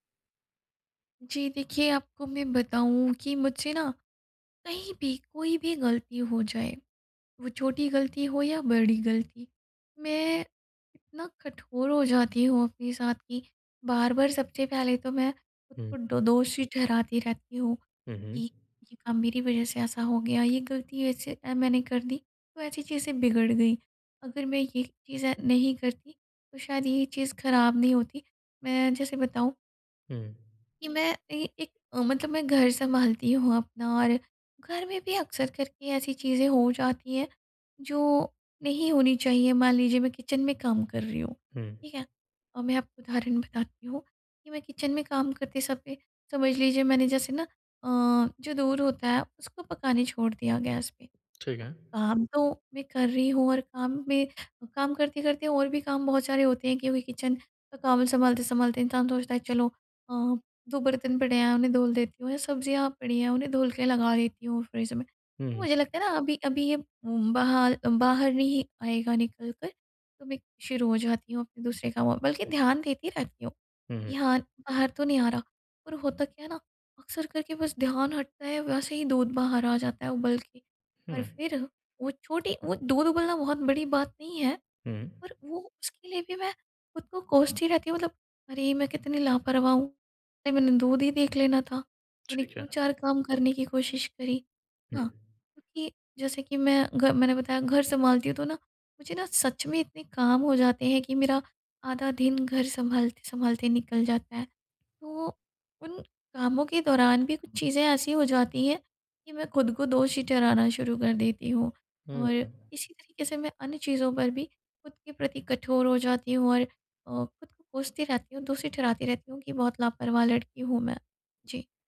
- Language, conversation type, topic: Hindi, advice, आप स्वयं के प्रति दयालु कैसे बन सकते/सकती हैं?
- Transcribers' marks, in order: in English: "किचन"; in English: "किचन"